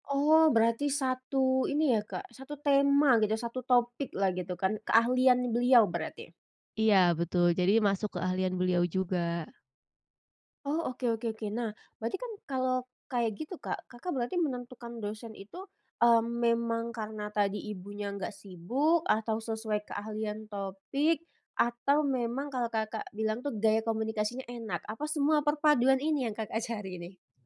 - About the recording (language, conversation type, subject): Indonesian, podcast, Bagaimana cara mencari mentor jika saya belum mengenal siapa pun?
- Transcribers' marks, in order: laughing while speaking: "Kakak cari"